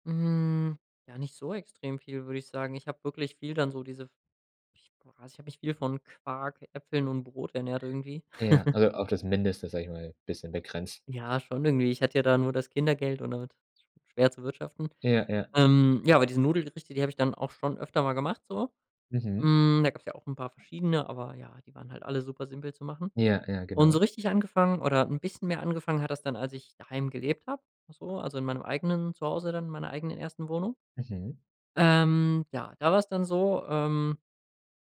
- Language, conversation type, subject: German, podcast, Wie hast du dir das Kochen von Grund auf beigebracht?
- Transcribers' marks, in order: other background noise; giggle